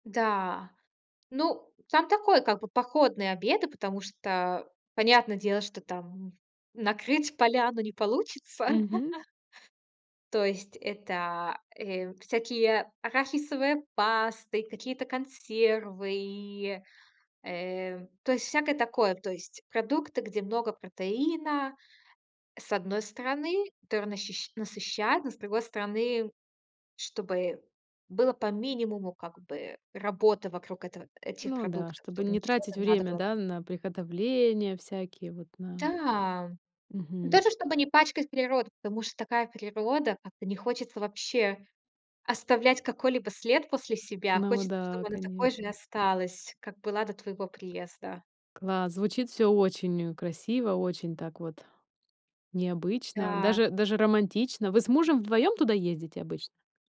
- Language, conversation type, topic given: Russian, podcast, Какое твоё любимое место на природе и почему?
- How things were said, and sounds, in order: tapping; laugh